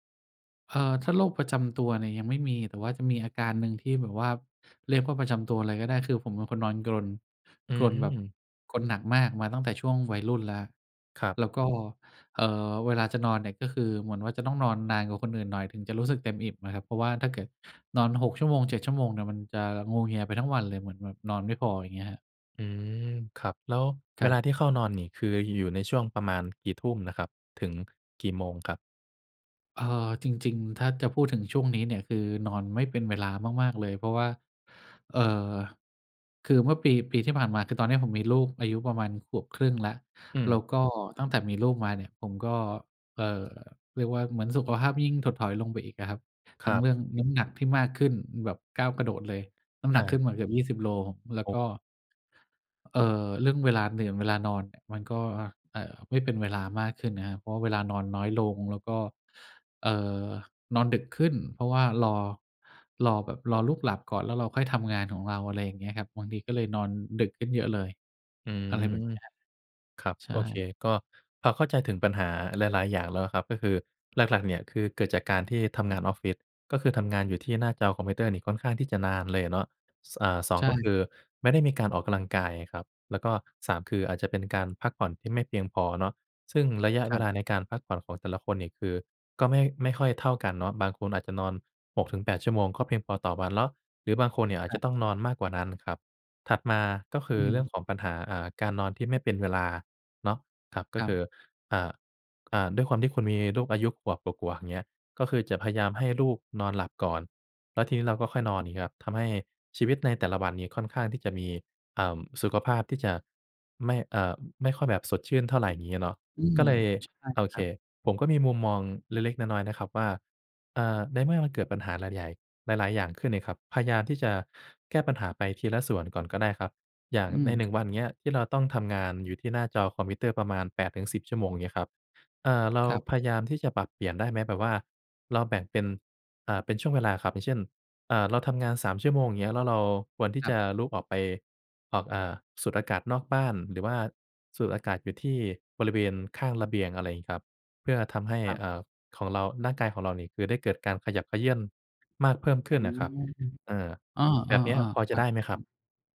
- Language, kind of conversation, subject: Thai, advice, เมื่อสุขภาพแย่ลง ฉันควรปรับกิจวัตรประจำวันและกำหนดขีดจำกัดของร่างกายอย่างไร?
- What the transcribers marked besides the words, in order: "กว่า ๆ" said as "กั่วกั่ว"; other background noise; snort